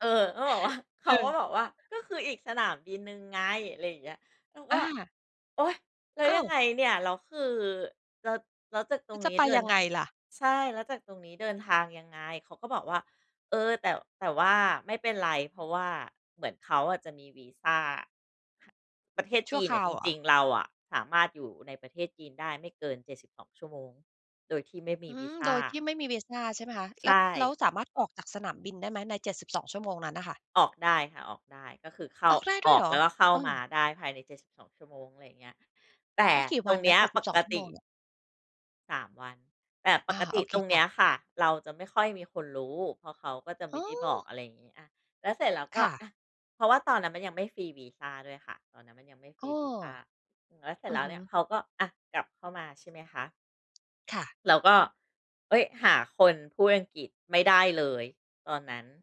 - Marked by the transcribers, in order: other background noise
- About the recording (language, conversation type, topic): Thai, podcast, เวลาเจอปัญหาระหว่างเดินทาง คุณรับมือยังไง?